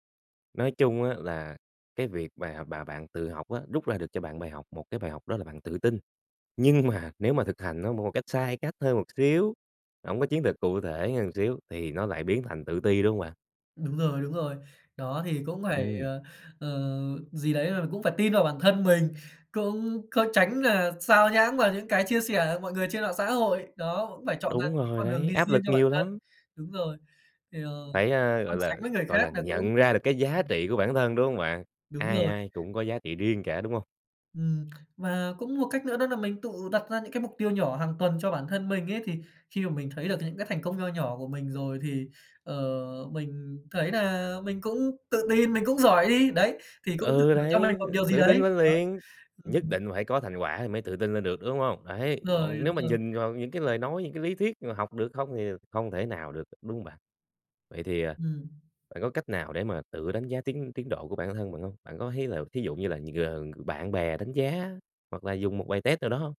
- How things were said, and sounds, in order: laughing while speaking: "mà"; tapping; other background noise; unintelligible speech; in English: "tét"; "test" said as "tét"
- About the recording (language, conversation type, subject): Vietnamese, podcast, Điều lớn nhất bạn rút ra được từ việc tự học là gì?